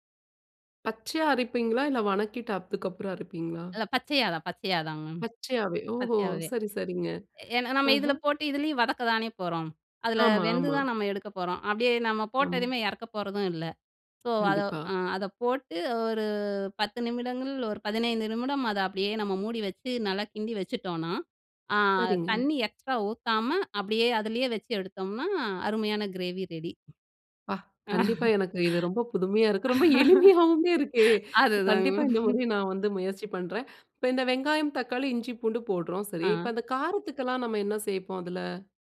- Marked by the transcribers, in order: surprised: "அப்பா"; laughing while speaking: "ரொம்ப எளிமையாவுமே இருக்கு"; other noise; laugh; laughing while speaking: "அதுதாங்க மேம்"
- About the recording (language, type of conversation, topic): Tamil, podcast, விருந்தினர்களுக்கு உணவு தயாரிக்கும் போது உங்களுக்கு முக்கியமானது என்ன?